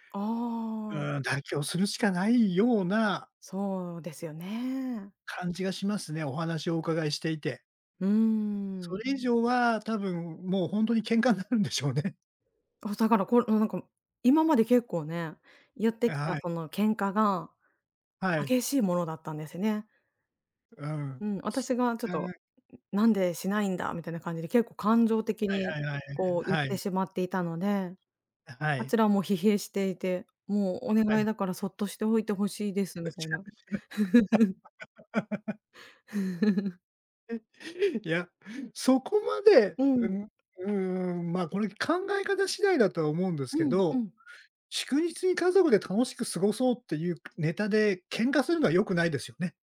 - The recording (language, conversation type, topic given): Japanese, advice, 年中行事や祝日の過ごし方をめぐって家族と意見が衝突したとき、どうすればよいですか？
- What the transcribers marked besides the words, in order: laughing while speaking: "なるんでしょうね"; unintelligible speech; laugh